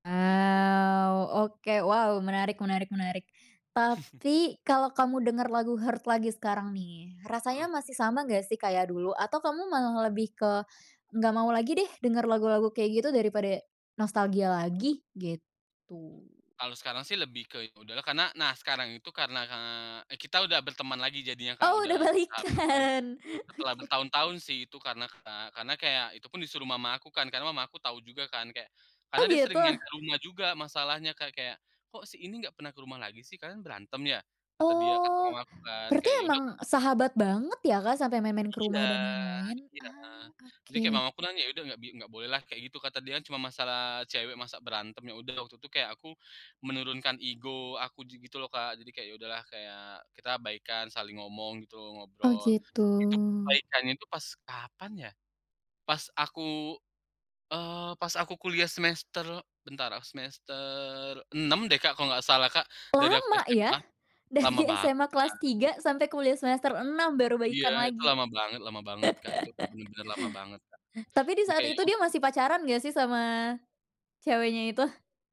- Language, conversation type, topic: Indonesian, podcast, Apa lagu pengiring yang paling berkesan buatmu saat remaja?
- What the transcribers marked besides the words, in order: chuckle; laughing while speaking: "balikan, oke"; tapping; other background noise; laughing while speaking: "dari"; laugh